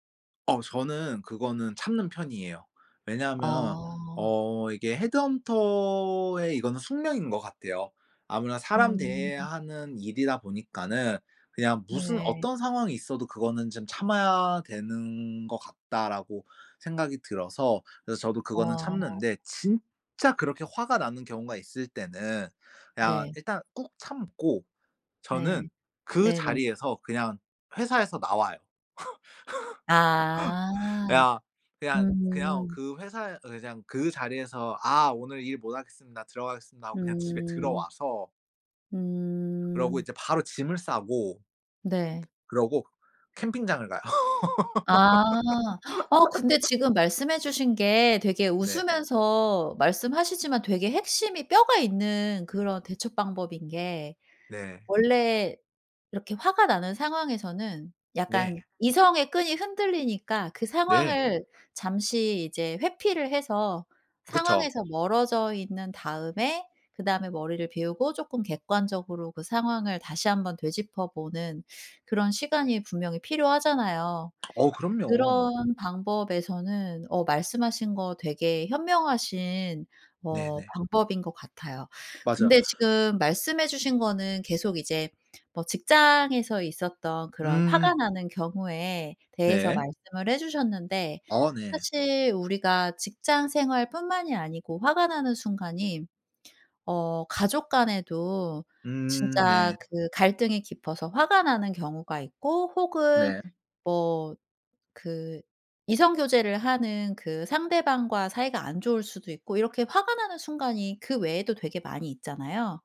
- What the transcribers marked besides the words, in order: laugh; wind; laugh; tapping; other background noise; teeth sucking
- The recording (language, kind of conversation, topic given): Korean, podcast, 솔직히 화가 났을 때는 어떻게 해요?